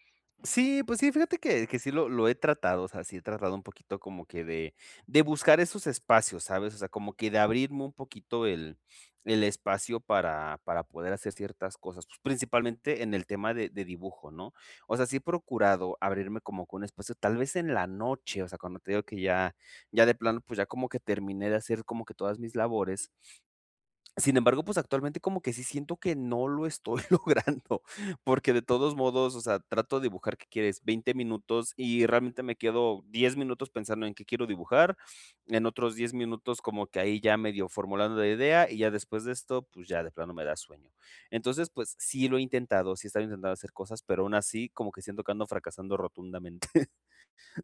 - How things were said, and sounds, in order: tapping; laughing while speaking: "logrando"; laughing while speaking: "rotundamente"
- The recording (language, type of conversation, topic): Spanish, advice, ¿Cómo puedo volver a conectar con lo que me apasiona si me siento desconectado?